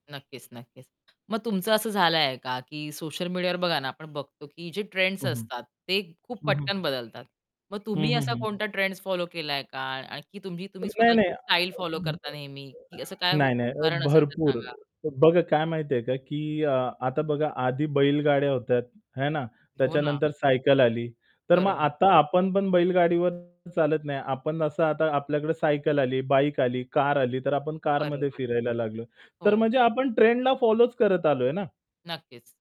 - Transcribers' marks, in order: static; other background noise; bird; mechanical hum; background speech; distorted speech
- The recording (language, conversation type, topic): Marathi, podcast, सोशल मीडियामुळे तुमच्या फॅशनमध्ये काय बदल झाले?